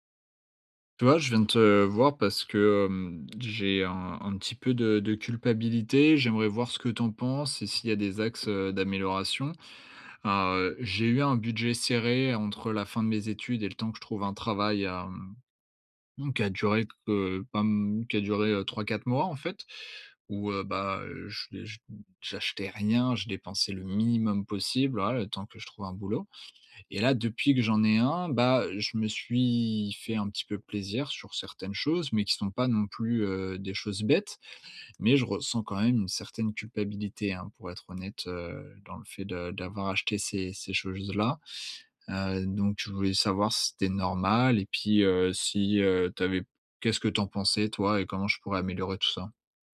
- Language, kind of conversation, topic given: French, advice, Comment gères-tu la culpabilité de dépenser pour toi après une période financière difficile ?
- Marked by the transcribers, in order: other background noise; stressed: "rien"; "choses-" said as "cholses"